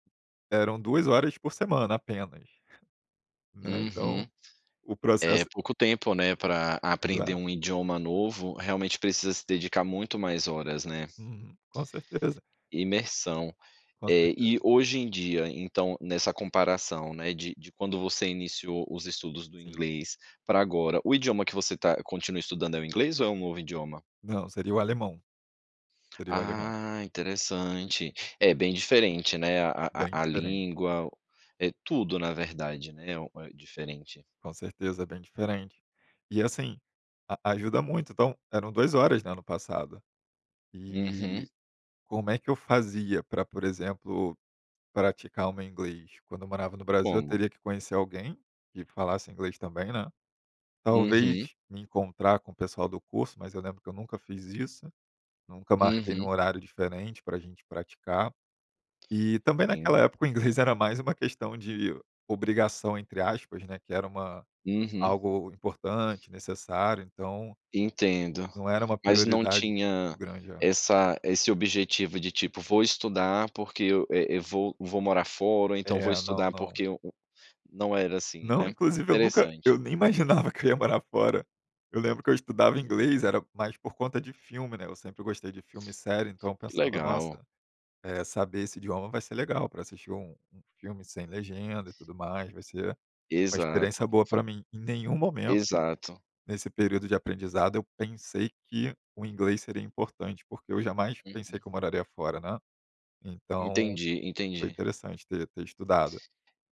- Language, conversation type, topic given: Portuguese, podcast, Como a tecnologia ajuda ou atrapalha seus estudos?
- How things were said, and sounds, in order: chuckle; chuckle